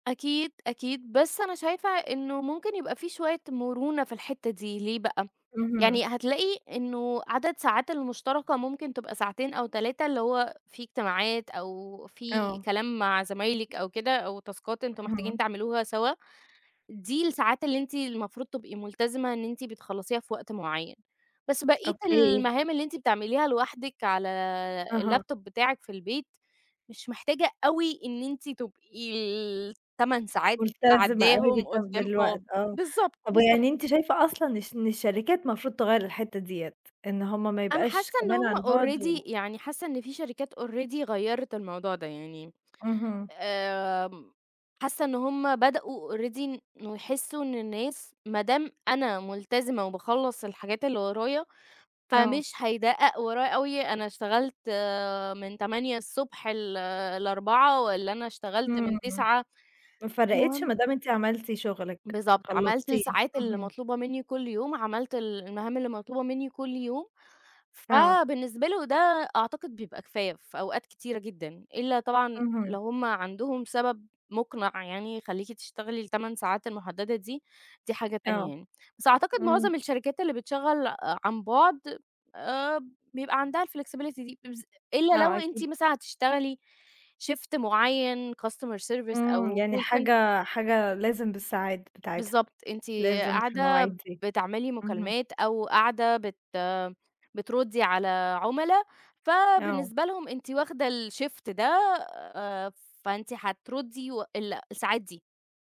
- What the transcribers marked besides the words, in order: in English: "تاسكات"; tapping; in English: "اللابتوب"; other background noise; unintelligible speech; in English: "already"; in English: "already"; in English: "already"; in English: "الflexibility"; in English: "شيفت"; in English: "customer service"; in English: "call center"; in English: "الشيفت"
- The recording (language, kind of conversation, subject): Arabic, podcast, بتفضل تشتغل من البيت ولا من المكتب وليه؟